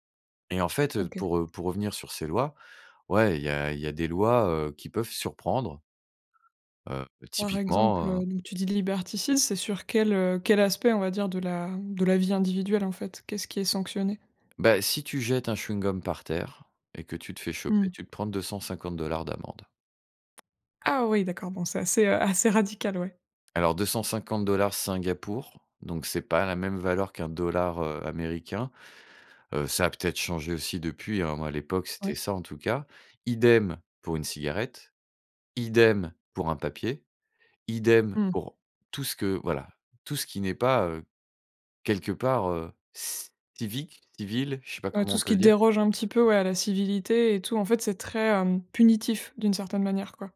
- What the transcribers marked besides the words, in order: other background noise
- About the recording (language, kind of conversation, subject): French, podcast, Quel voyage a bouleversé ta vision du monde ?